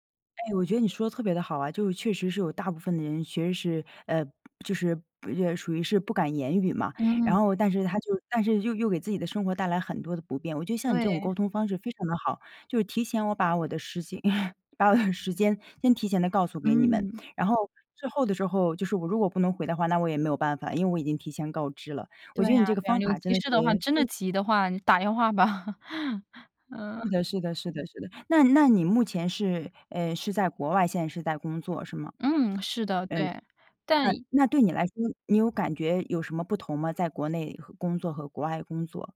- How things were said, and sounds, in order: other background noise; chuckle; laughing while speaking: "把我的时间"; unintelligible speech; laughing while speaking: "吧。嗯"
- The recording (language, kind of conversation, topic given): Chinese, podcast, 你会安排固定的断网时间吗？